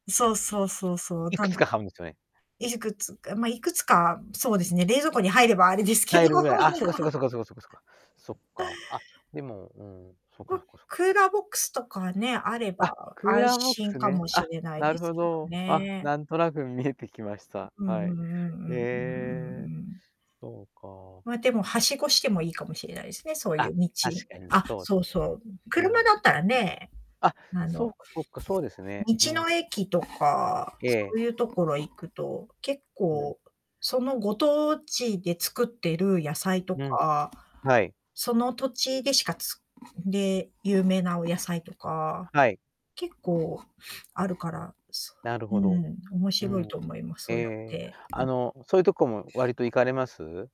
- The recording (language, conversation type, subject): Japanese, podcast, 普段、直売所や農産物直売市を利用していますか？
- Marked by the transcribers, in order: laughing while speaking: "あれですけど"; laugh; other background noise